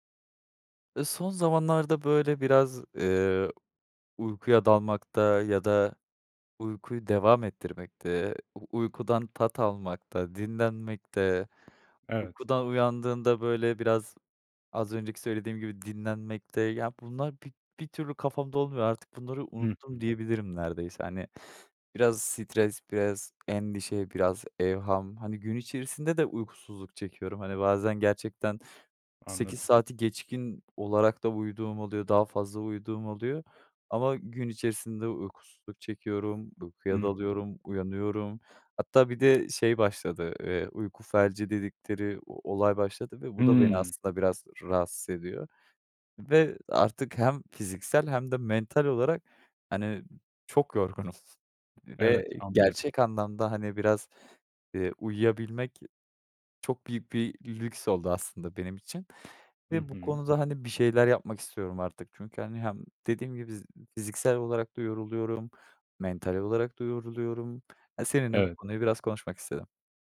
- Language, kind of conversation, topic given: Turkish, advice, Stresten dolayı uykuya dalamakta zorlanıyor veya uykusuzluk mu yaşıyorsunuz?
- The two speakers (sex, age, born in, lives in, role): male, 25-29, Turkey, Netherlands, user; male, 35-39, Turkey, Poland, advisor
- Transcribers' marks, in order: scoff; other background noise